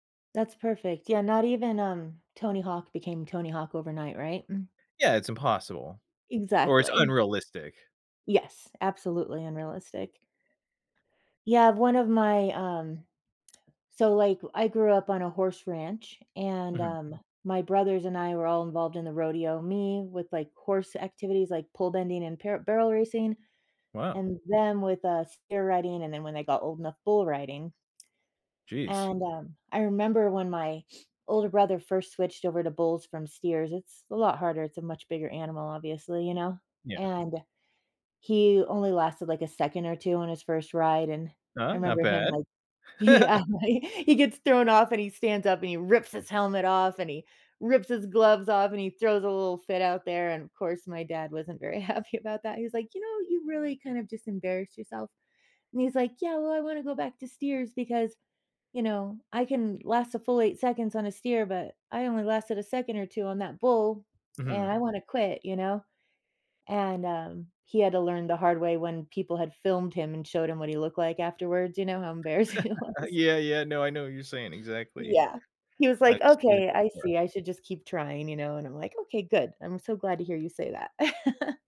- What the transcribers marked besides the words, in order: other background noise; tapping; sniff; laughing while speaking: "he, um, I"; stressed: "rips"; laugh; laughing while speaking: "happy"; laugh; laughing while speaking: "embarrassing it was"; laugh
- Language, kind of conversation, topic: English, unstructured, What keeps me laughing instead of quitting when a hobby goes wrong?